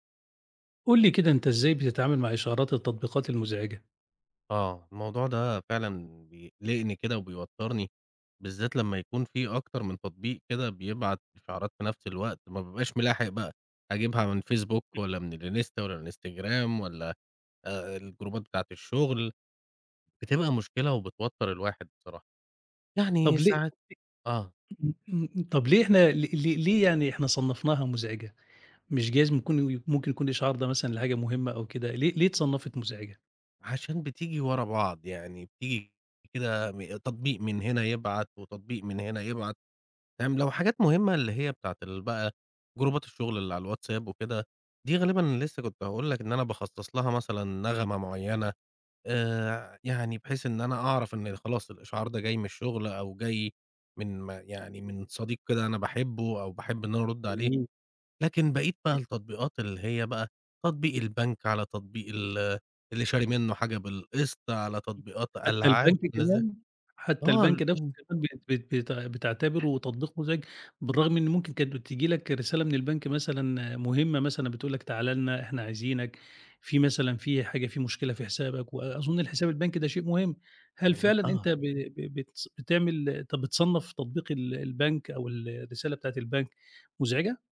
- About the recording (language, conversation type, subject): Arabic, podcast, إزاي بتتعامل مع إشعارات التطبيقات اللي بتضايقك؟
- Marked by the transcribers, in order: other noise; in English: "الجروبات"; tapping; in English: "جروبات"; other background noise; unintelligible speech; unintelligible speech